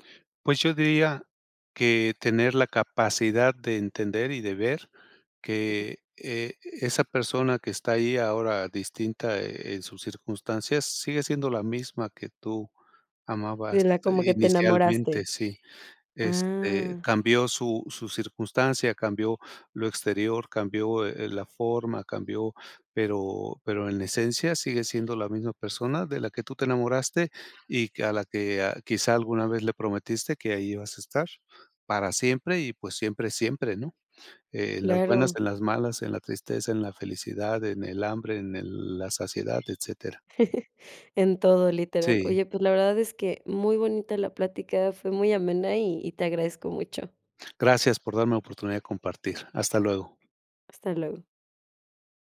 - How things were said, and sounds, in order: chuckle
- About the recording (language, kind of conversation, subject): Spanish, podcast, ¿Qué haces para cuidar la relación de pareja siendo padres?